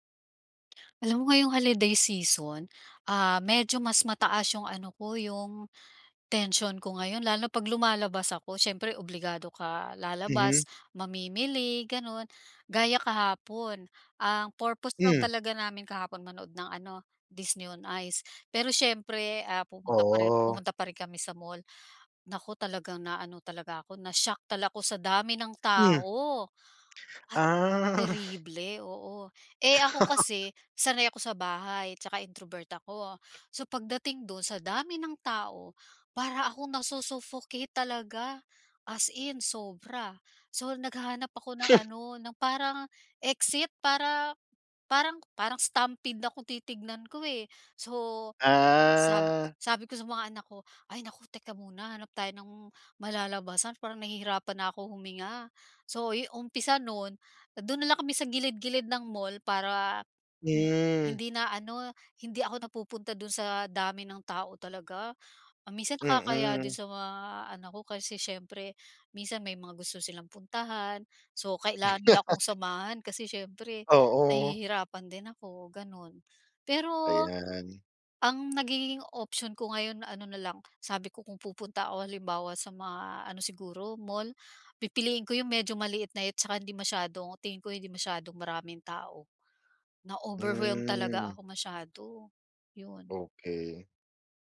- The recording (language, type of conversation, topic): Filipino, advice, Paano ko mababalanse ang pisikal at emosyonal na tensyon ko?
- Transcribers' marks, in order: stressed: "na-shock"; "talaga" said as "tal"; laughing while speaking: "Ah"; drawn out: "Ah"; chuckle; tapping; snort; drawn out: "Ah"; chuckle; "maliit-liit" said as "nait"; drawn out: "Mm"